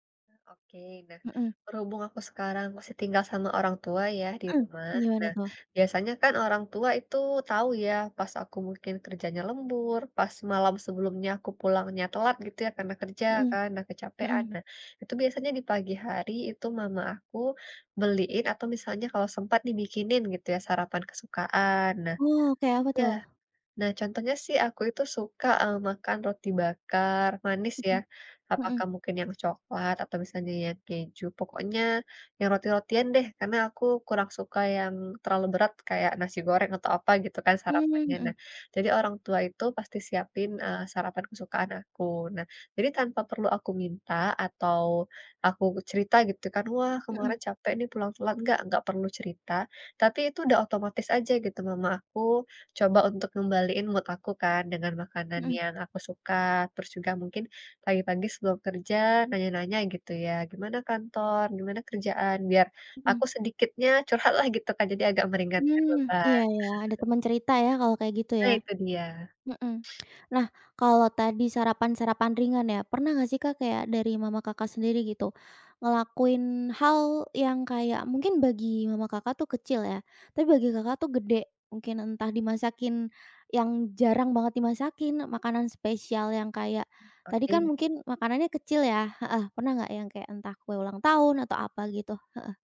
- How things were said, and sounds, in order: other background noise; in English: "mood"; chuckle
- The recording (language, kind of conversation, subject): Indonesian, podcast, Hal kecil apa yang bikin kamu bersyukur tiap hari?